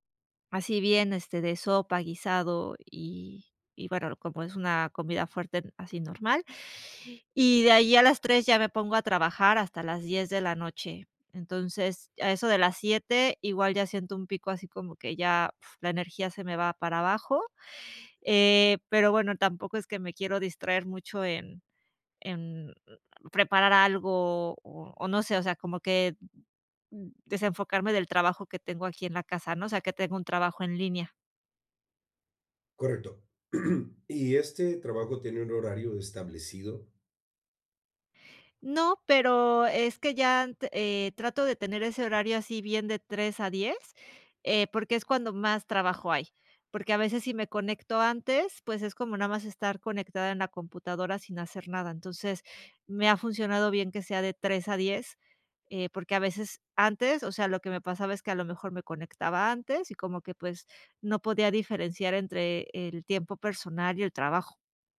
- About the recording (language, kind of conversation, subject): Spanish, advice, ¿Cómo puedo crear una rutina para mantener la energía estable todo el día?
- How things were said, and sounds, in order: other noise; throat clearing; tapping